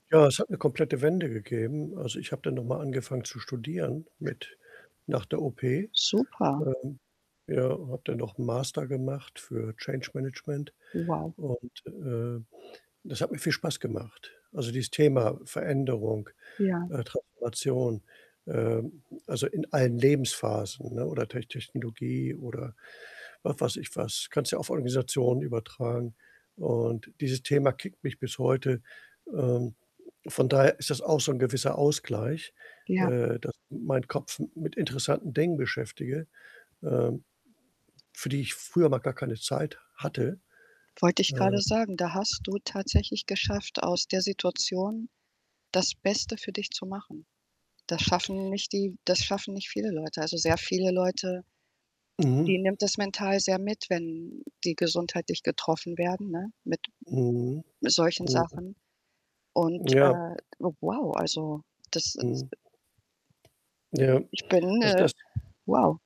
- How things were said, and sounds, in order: static; distorted speech; other background noise; tapping
- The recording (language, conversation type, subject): German, advice, Welche einschränkende Gesundheitsdiagnose haben Sie, und wie beeinflusst sie Ihren Lebensstil sowie Ihre Pläne?